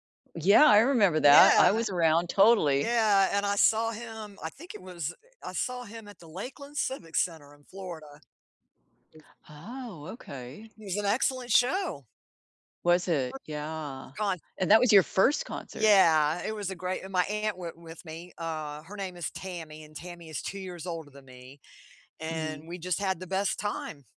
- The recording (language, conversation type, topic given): English, unstructured, Which concerts still live in your memory, and what moments made them unforgettable for you?
- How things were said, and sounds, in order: other background noise; unintelligible speech